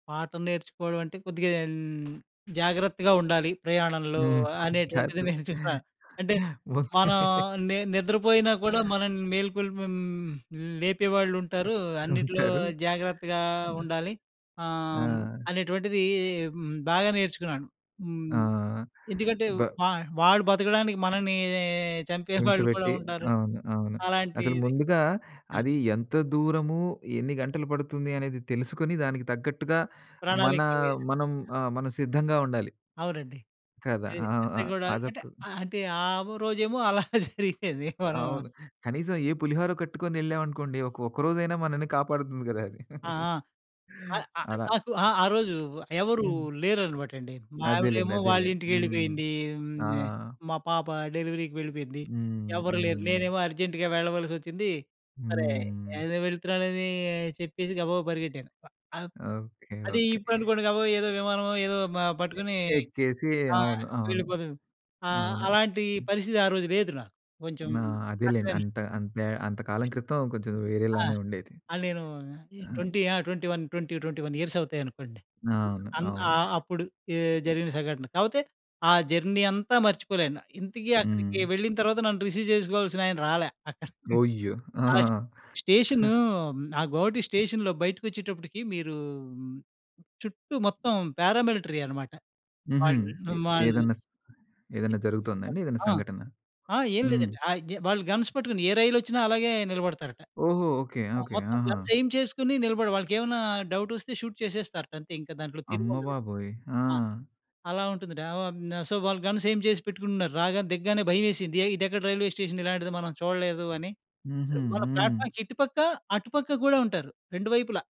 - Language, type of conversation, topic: Telugu, podcast, ప్రయాణం నీకు నేర్పించిన అతి పెద్ద పాఠం ఏది?
- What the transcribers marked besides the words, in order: other background noise; laughing while speaking: "చాలు వస్తే"; other noise; chuckle; laughing while speaking: "అలా జరిగేది. మనం"; giggle; in English: "డెలివరీకి"; in English: "అర్జెంట్‌గా"; in English: "ట్వెంటీ"; in English: "ట్వెంటీ వన్ ట్వెంటీ ట్వెంటీ వన్ ఇయర్స్"; in English: "జర్నీ"; in English: "రిసీవ్"; chuckle; in English: "స్టేషన్‌లో"; in English: "పారామిలిటరీ"; tapping; in English: "గన్స్"; in English: "గన్స్ ఎయిమ్"; in English: "డౌట్"; in English: "షూట్"; in English: "సో"; in English: "గన్స్ ఏయిం"; in English: "రైల్వే స్టేషన్"; in English: "ప్లాట్ఫార్మ్‌కి"